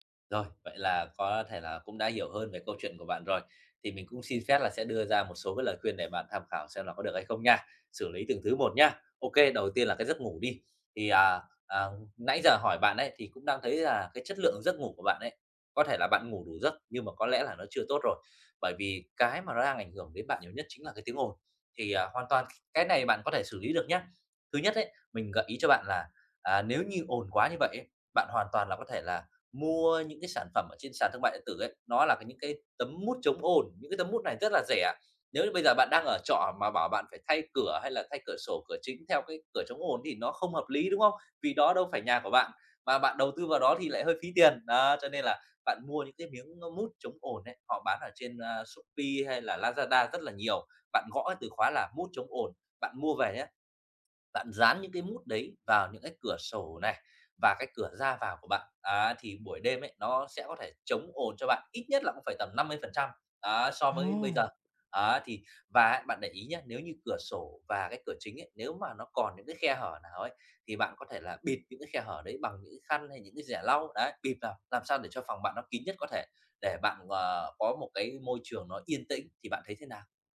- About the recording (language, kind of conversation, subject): Vietnamese, advice, Làm thế nào để duy trì năng lượng suốt cả ngày mà không cảm thấy mệt mỏi?
- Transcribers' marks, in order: other background noise